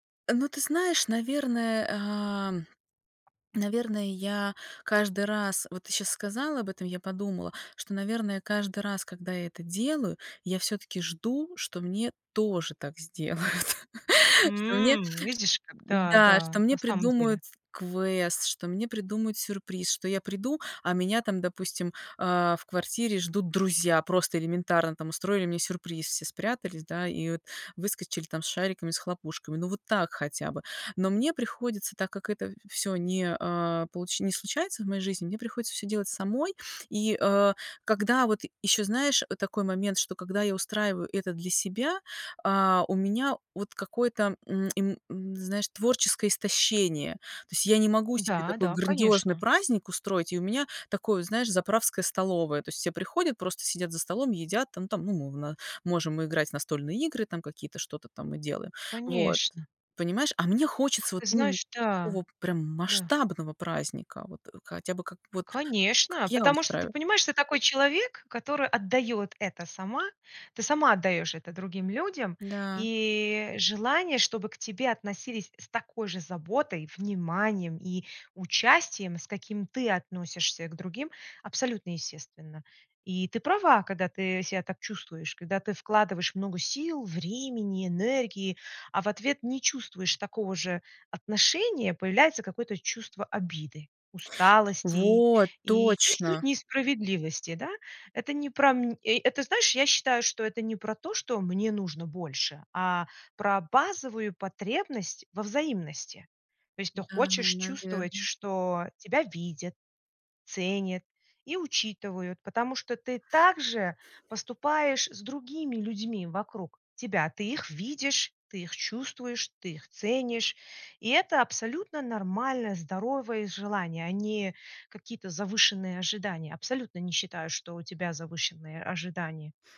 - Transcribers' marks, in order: swallow; stressed: "тоже"; chuckle; surprised: "М"; lip smack; tapping
- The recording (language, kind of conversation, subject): Russian, advice, Как справиться с перегрузкой и выгоранием во время отдыха и праздников?